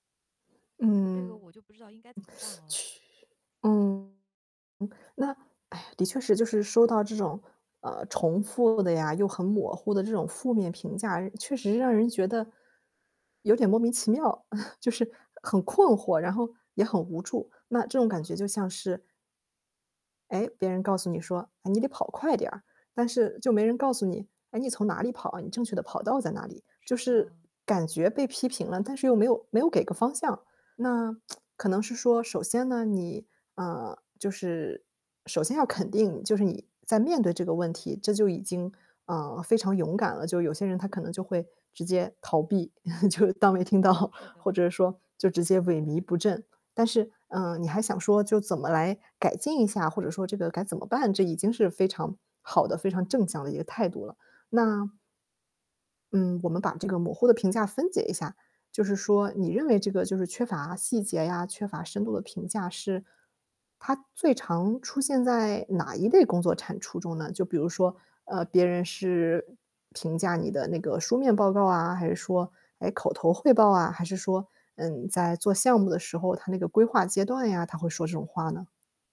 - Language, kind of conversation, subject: Chinese, advice, 我反复收到相同的负面评价，但不知道该如何改进，怎么办？
- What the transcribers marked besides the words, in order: static; distorted speech; teeth sucking; chuckle; tsk; chuckle; laughing while speaking: "就当没听到"